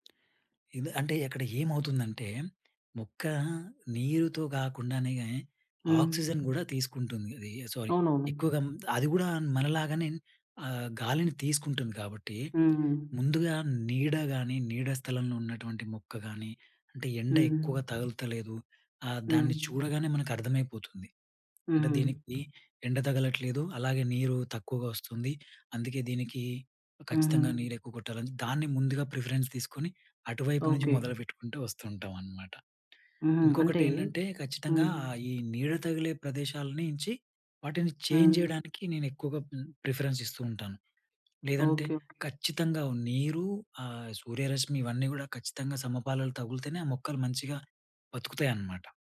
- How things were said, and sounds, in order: in English: "ఆక్సిజన్"; in English: "సొ"; in English: "ప్రిఫరెన్స్"; in English: "చేంజ్"; in English: "ప్రిఫరెన్స్"
- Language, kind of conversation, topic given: Telugu, podcast, ఇంటి చిన్న తోటను నిర్వహించడం సులభంగా ఎలా చేయాలి?